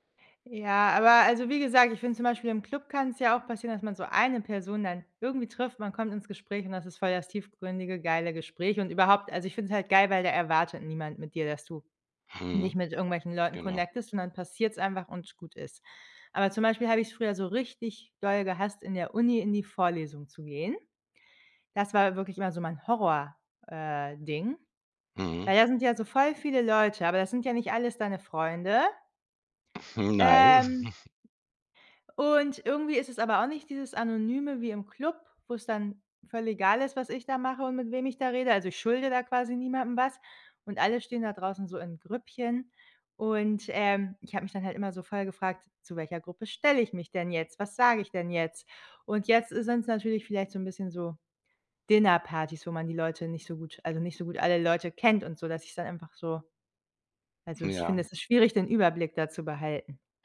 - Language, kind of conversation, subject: German, advice, Wie äußert sich deine soziale Angst bei Treffen oder beim Small Talk?
- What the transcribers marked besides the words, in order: other background noise; in English: "connectest"; chuckle